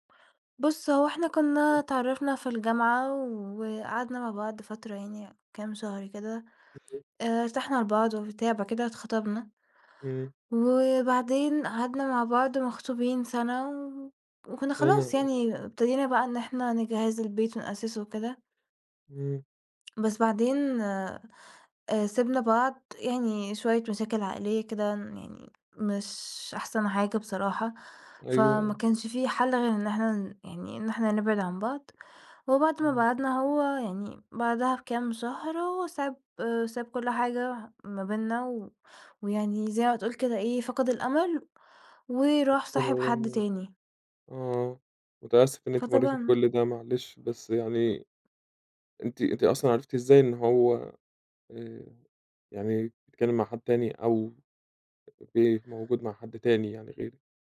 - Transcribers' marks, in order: unintelligible speech; unintelligible speech; tapping; unintelligible speech; other background noise
- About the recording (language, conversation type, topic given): Arabic, advice, إزاي أتعامل لما أشوف شريكي السابق مع حد جديد؟